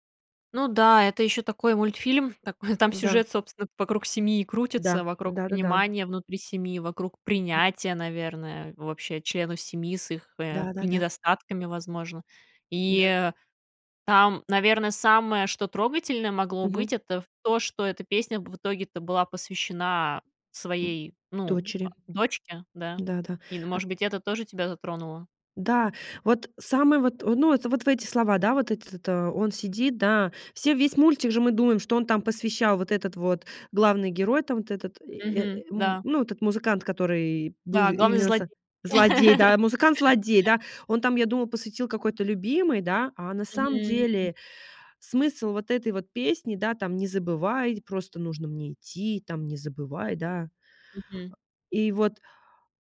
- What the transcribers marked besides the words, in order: other noise; tapping; other background noise; laugh
- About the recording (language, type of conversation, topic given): Russian, podcast, Какая песня заставляет тебя плакать и почему?